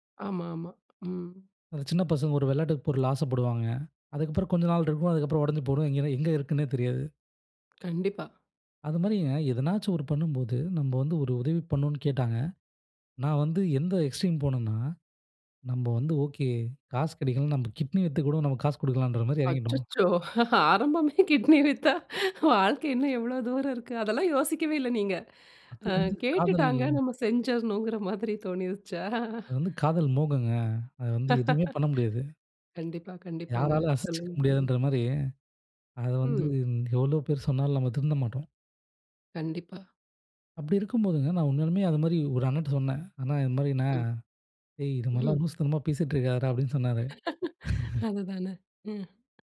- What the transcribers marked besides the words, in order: "போயிடும்" said as "போடும்"; other noise; in English: "எக்ஸ்ட்ரீம்"; laughing while speaking: "அச்சச்சோ! ஆரம்பமே கிட்னி வித்தா? வாழ்க்கை … செஞ்சர்னும்ன்கிற மாதிரி தோணிருச்சா?"; laugh; laughing while speaking: "டேய் இது மாதிரில்லாம் லூசுத்தனமா பேசிட்டு இருக்காதடா அப்டின்னு சொன்னாரு"; laugh; chuckle
- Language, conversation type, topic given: Tamil, podcast, ஒரு பெரிய தவறிலிருந்து நீங்கள் என்ன கற்றுக்கொண்டீர்கள்?